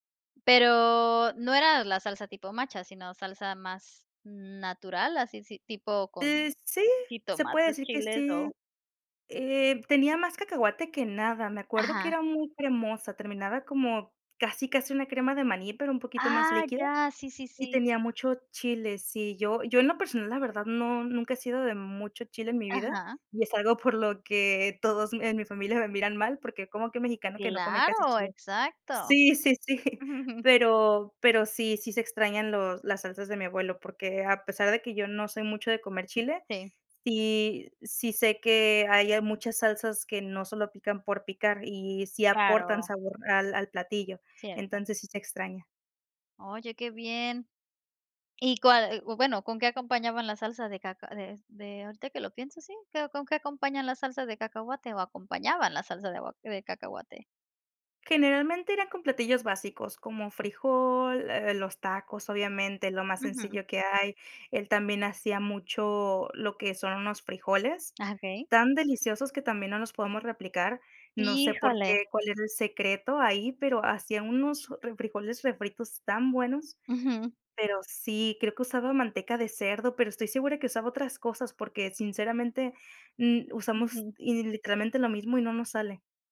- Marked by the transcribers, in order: other background noise; laughing while speaking: "por"; laughing while speaking: "me miran"; chuckle; laughing while speaking: "sí"
- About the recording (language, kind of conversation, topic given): Spanish, podcast, ¿Tienes algún plato que aprendiste de tus abuelos?